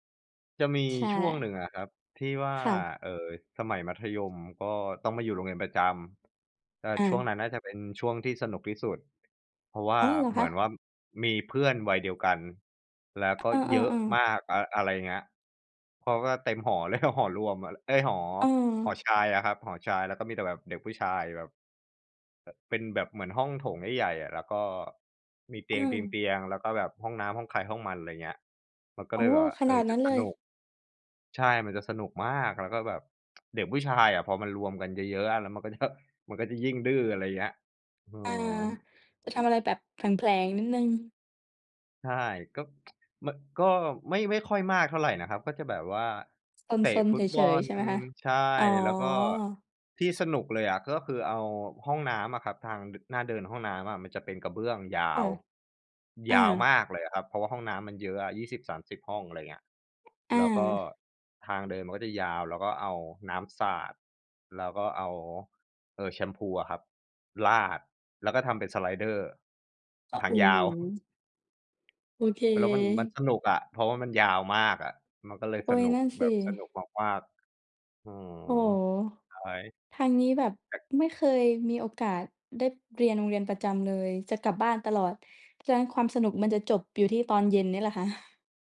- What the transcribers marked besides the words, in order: other background noise; laughing while speaking: "เลย"; tsk; laughing while speaking: "จะ"; tsk; chuckle; tapping; "ได้" said as "เด๊ด"
- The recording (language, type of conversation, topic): Thai, unstructured, เคยมีเหตุการณ์อะไรในวัยเด็กที่คุณอยากเล่าให้คนอื่นฟังไหม?